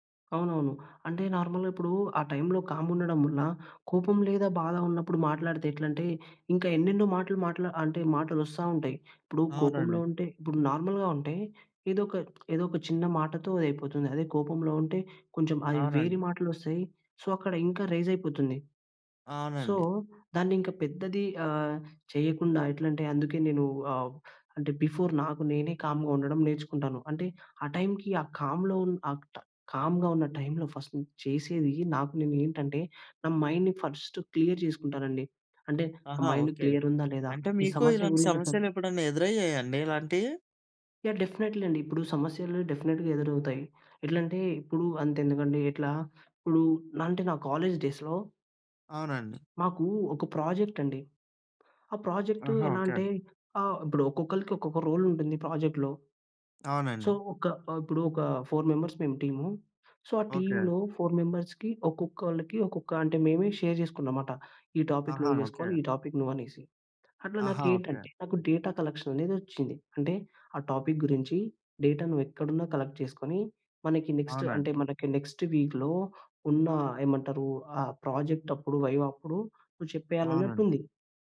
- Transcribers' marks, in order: in English: "నార్మల్‍గా"; in English: "నార్మల్‍గా"; in English: "సో"; in English: "సో"; in English: "బిఫోర్"; in English: "కామ్‌గా"; in English: "కామ్‌లో"; in English: "కామ్‌గా"; in English: "ఫస్ట్"; in English: "మైండ్‌ని ఫస్ట్ క్లియర్"; in English: "మైండ్ క్లియర్"; in English: "డెఫినైట్లీ"; in English: "డెఫినిట్‌గా"; in English: "డేస్‌లో"; in English: "ప్రాజెక్ట్"; in English: "ప్రాజెక్ట్‌లో. సో"; in English: "ఫోర్ మెంబర్స్"; in English: "సో"; in English: "టీమ్‌లో ఫోర్ మెంబర్స్‌కి"; in English: "షేర్"; in English: "టాపిక్"; in English: "టాపిక్"; in English: "డేటా"; in English: "టాపిక్"; in English: "డేటా"; in English: "కలెక్ట్"; in English: "నెక్స్ట్ వీక్‌లో"; in English: "వైవా"
- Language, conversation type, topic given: Telugu, podcast, సమస్యపై మాట్లాడడానికి సరైన సమయాన్ని మీరు ఎలా ఎంచుకుంటారు?